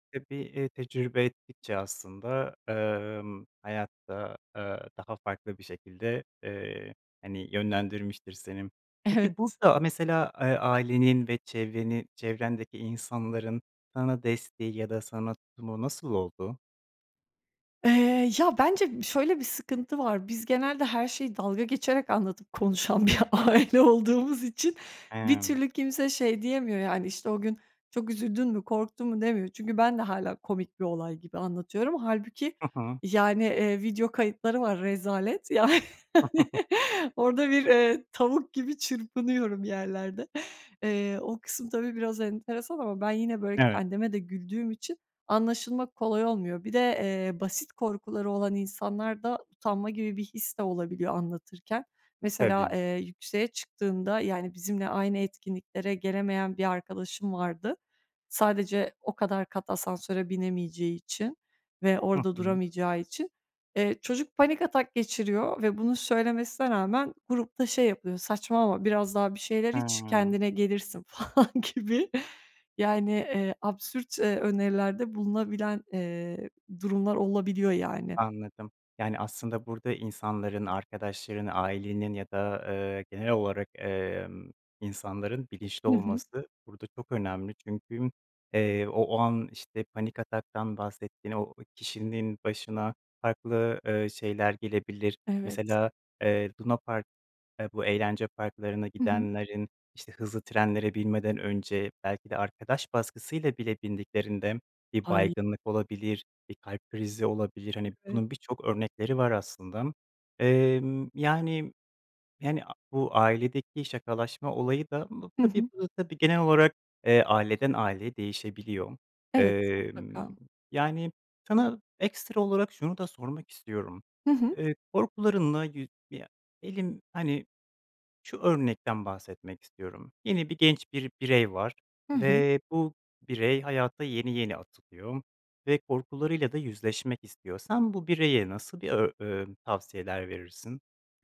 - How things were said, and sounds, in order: laughing while speaking: "Evet"; laughing while speaking: "bir aile"; giggle; laughing while speaking: "ya"; laughing while speaking: "falan gibi"
- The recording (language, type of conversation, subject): Turkish, podcast, Korkularınla nasıl yüzleşiyorsun, örnek paylaşır mısın?